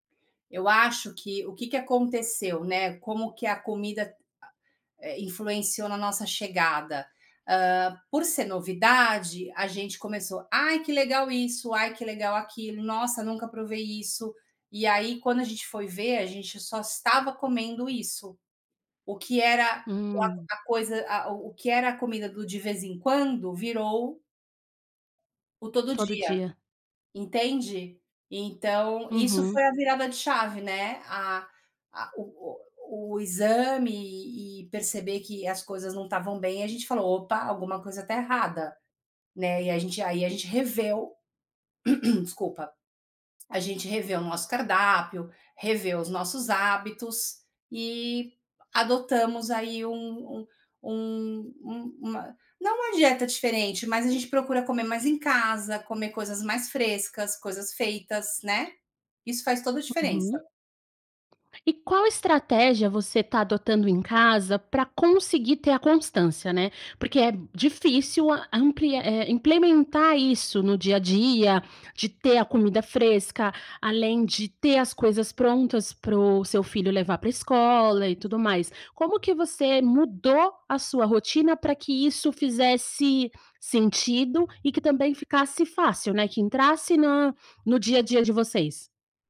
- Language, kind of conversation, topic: Portuguese, podcast, Como a comida do novo lugar ajudou você a se adaptar?
- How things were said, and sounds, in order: "reviu" said as "reveu"; throat clearing; "reviu" said as "reveu"; "reviu" said as "reveu"